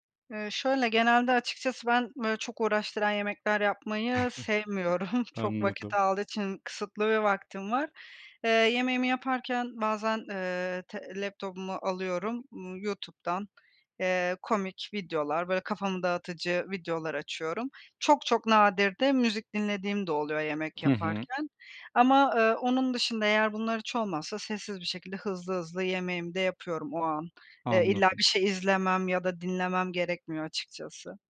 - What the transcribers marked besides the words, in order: chuckle; other background noise; laughing while speaking: "sevmiyorum"; tapping
- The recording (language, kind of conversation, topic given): Turkish, podcast, Hangi yemekler seni en çok kendin gibi hissettiriyor?